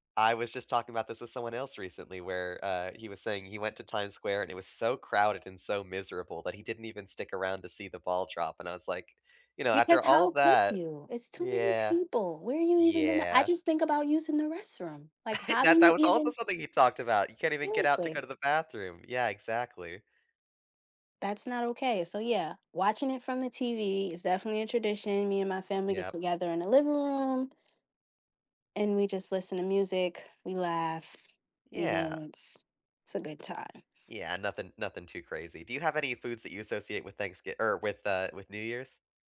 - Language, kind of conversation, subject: English, unstructured, What is a family tradition you remember fondly?
- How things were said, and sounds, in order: laugh; background speech